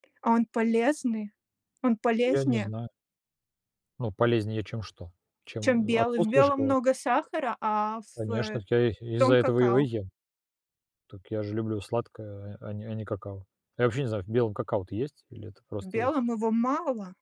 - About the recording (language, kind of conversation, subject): Russian, unstructured, Как ты обычно справляешься с плохим настроением?
- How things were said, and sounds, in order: none